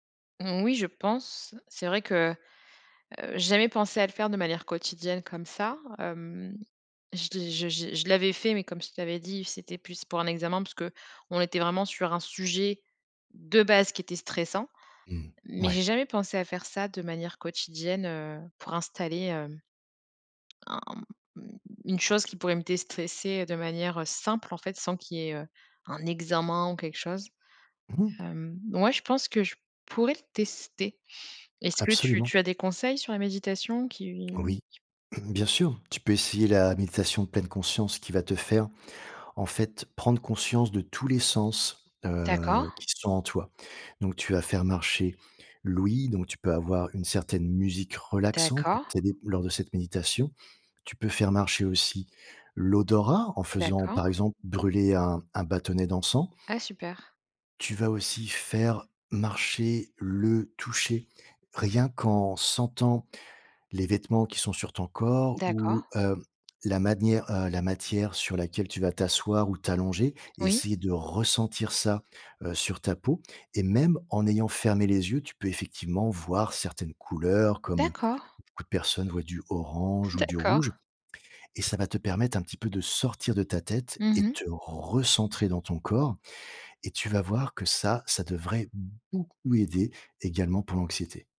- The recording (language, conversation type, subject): French, advice, Comment gérer l’anxiété à la salle de sport liée au regard des autres ?
- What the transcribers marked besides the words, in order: other background noise; tapping; stressed: "recentrer"; stressed: "beaucoup"